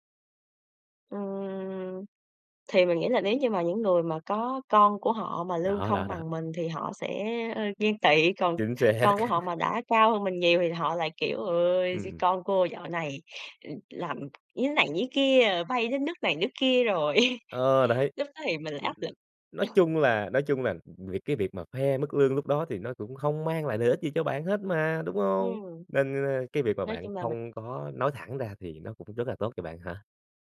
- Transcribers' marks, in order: drawn out: "Ừm"; chuckle; tapping; laugh; chuckle
- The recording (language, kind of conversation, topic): Vietnamese, podcast, Theo bạn, mức lương có phản ánh mức độ thành công không?